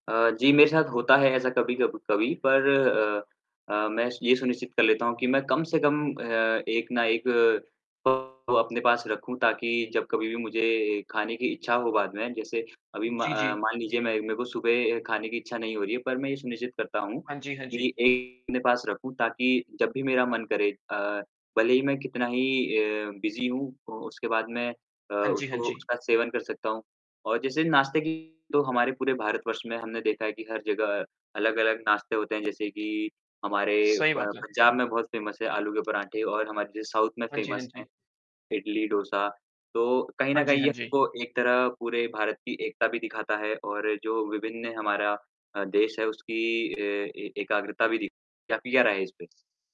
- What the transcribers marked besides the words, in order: unintelligible speech; distorted speech; in English: "बिज़ी"; in English: "फ़ेमस"; other background noise; in English: "साउथ"; in English: "फ़ेमस"
- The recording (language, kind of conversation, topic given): Hindi, unstructured, आपका पसंदीदा नाश्ता क्या है, और क्यों?